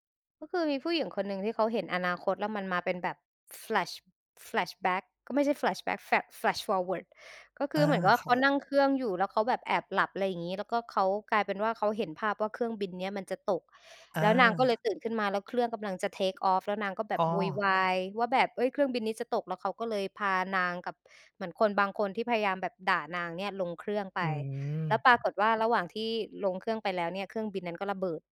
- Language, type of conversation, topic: Thai, unstructured, คุณจะทำอย่างไรถ้าคุณพบว่าตัวเองสามารถมองเห็นอนาคตได้?
- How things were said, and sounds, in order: in English: "Flash Flashback"; in English: "Flashback Flash Flash forward"; in English: "Take off"; other background noise